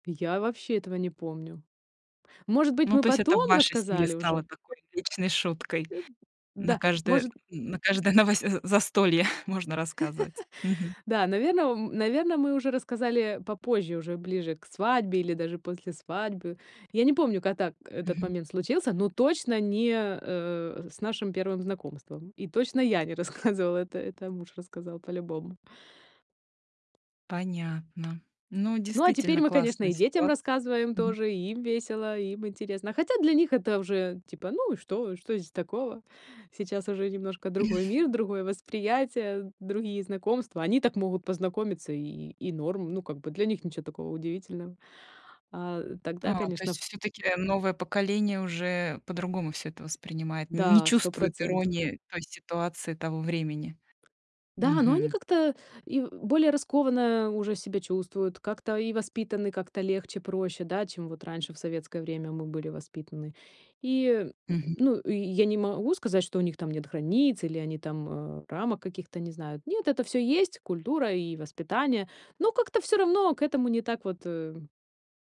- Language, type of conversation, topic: Russian, podcast, Когда случайная встреча резко изменила твою жизнь?
- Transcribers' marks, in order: other background noise; tapping; chuckle; laugh; chuckle; chuckle